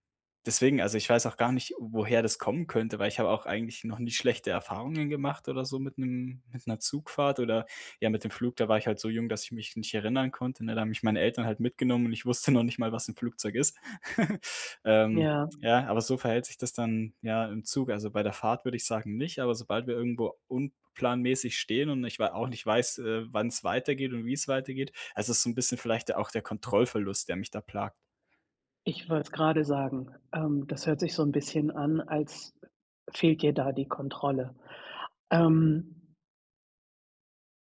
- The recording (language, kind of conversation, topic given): German, advice, Wie kann ich beim Reisen besser mit Angst und Unsicherheit umgehen?
- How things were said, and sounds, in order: giggle